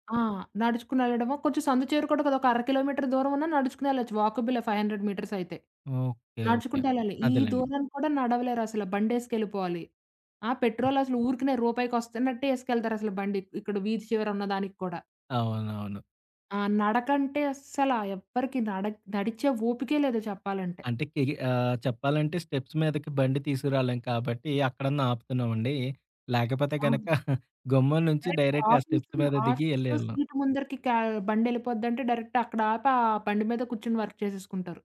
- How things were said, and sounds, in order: in English: "కిలోమీటర్"; in English: "వాకబుల్ ఫైవ్ హండ్రెడ్ మీటర్స్"; in English: "పెట్రోల్"; other background noise; in English: "స్టెప్స్"; chuckle; in English: "డైరెక్ట్"; in English: "డైరెక్ట్‌గా"; in English: "స్టెప్స్"; in English: "సీట్"; in English: "డైరెక్ట్"; in English: "వర్క్"
- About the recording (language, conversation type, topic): Telugu, podcast, పర్యావరణ రక్షణలో సాధారణ వ్యక్తి ఏమేం చేయాలి?